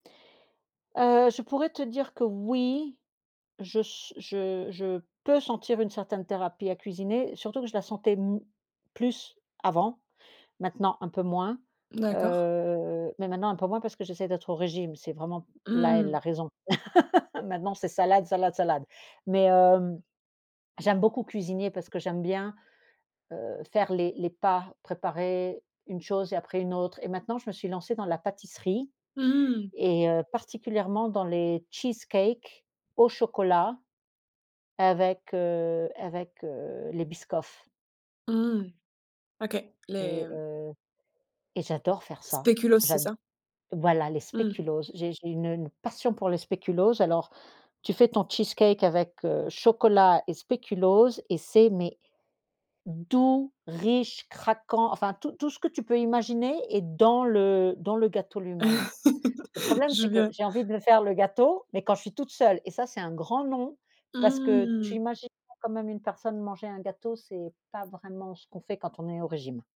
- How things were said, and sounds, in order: drawn out: "heu"; chuckle; tapping; chuckle; drawn out: "Mmh"
- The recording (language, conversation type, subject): French, podcast, Peux-tu raconter une fois où tu as pris soin de quelqu’un en lui préparant un repas ?
- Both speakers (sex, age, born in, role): female, 30-34, France, host; female, 50-54, France, guest